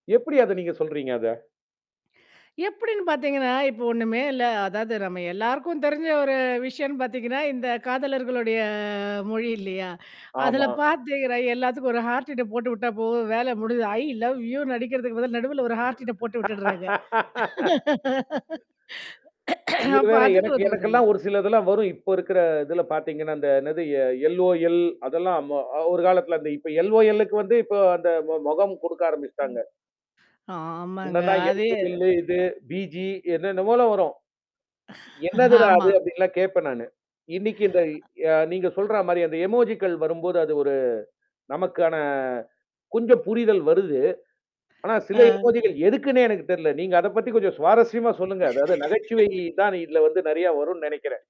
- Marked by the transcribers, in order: inhale; in English: "ஹார்ட்டின்"; laugh; in English: "ஹார்ட்டின்"; laugh; grunt; in English: "எல்ஓஎல்"; in English: "எல்ஓஎல்"; in English: "எல்ஓஎல்"; in English: "பிஜி"; laugh; in English: "இமோஜிக்கல்"; in English: "இமோஜிக்கல்"; inhale; laugh
- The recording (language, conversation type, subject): Tamil, podcast, உரையாடலில் எமோஜிகள் உங்களுக்கு எவ்வளவு முக்கியமானவை?